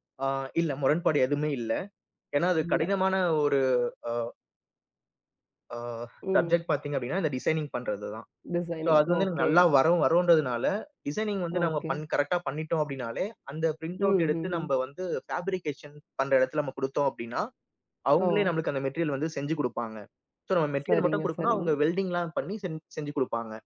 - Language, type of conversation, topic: Tamil, podcast, மிகக் கடினமான ஒரு தோல்வியிலிருந்து மீண்டு முன்னேற நீங்கள் எப்படி கற்றுக்கொள்கிறீர்கள்?
- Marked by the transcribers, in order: in English: "சப்ஜெக்ட்"; in English: "டிசைனிங்க்"; in English: "டிசைனிங்"; in English: "சோ"; in English: "டிசைனிங்க்"; in English: "பிரிண்டவுட்"; in English: "ஃப்பேப்ரிகேஷன்"; in English: "மெட்டீரியல்"; in English: "சோ"; in English: "மெட்டீரியல்"; in English: "வெல்டிங்லாம்"